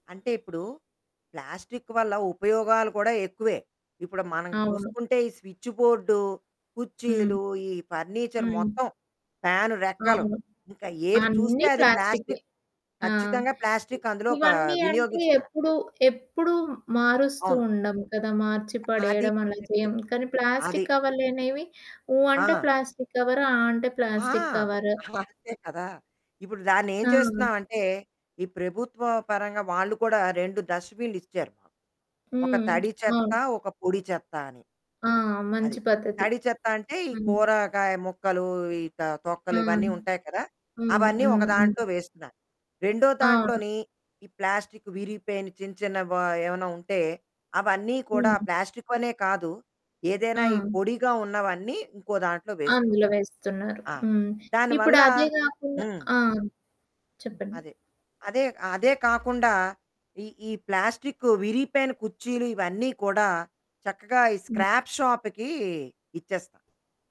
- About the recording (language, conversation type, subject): Telugu, podcast, ప్లాస్టిక్ వాడకాన్ని తగ్గించడానికి మనలో పెంపొందించుకోవాల్సిన సద్గుణాలు ఏవని మీరు భావిస్తున్నారు?
- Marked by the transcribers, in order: other background noise; in English: "ఫర్నిచర్"; distorted speech; in English: "కవర్"; laughing while speaking: "అంతే కదా!"; in English: "కవర్"; in English: "స్క్రాప్"